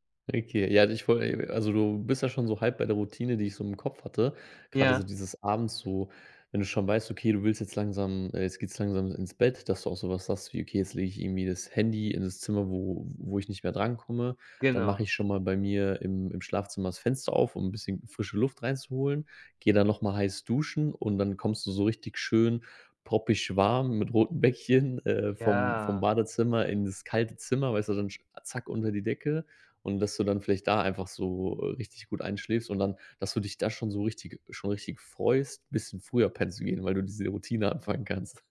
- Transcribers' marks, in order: other background noise; drawn out: "Ja"
- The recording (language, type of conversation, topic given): German, advice, Warum gehst du abends nicht regelmäßig früher schlafen?